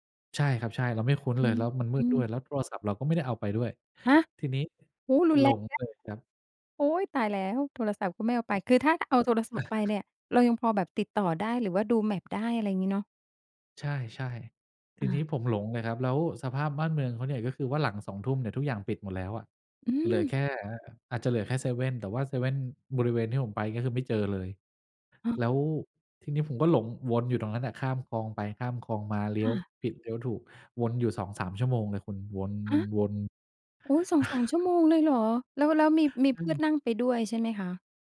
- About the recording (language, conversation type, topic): Thai, podcast, มีช่วงไหนที่คุณหลงทางแล้วได้บทเรียนสำคัญไหม?
- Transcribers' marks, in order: tapping; chuckle; in English: "map"; other noise; chuckle